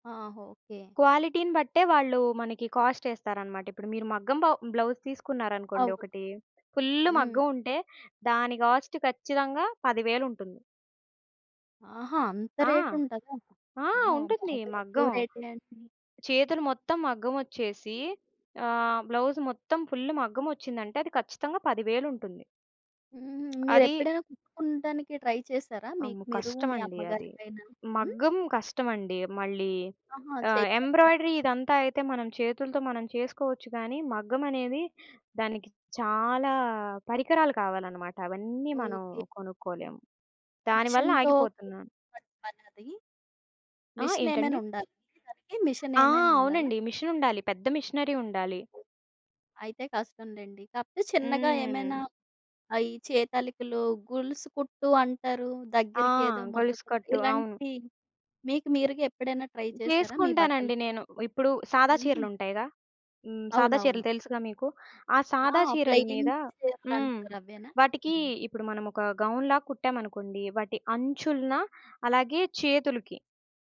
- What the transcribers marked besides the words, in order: in English: "క్వాలిటీ‌ని"; in English: "బ్లౌజ్"; in English: "కాస్ట్"; in English: "రేట్"; in English: "బ్లౌజ్"; in English: "ఫుల్"; tapping; in English: "ట్రై"; in English: "ఎంబ్రాయిడరీ"; other background noise; in English: "మిషనరీ"; in English: "ట్రై"; in English: "ప్లెయిన్"
- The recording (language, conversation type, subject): Telugu, podcast, సంస్కృతిని ఆధునిక ఫ్యాషన్‌తో మీరు ఎలా కలుపుకుంటారు?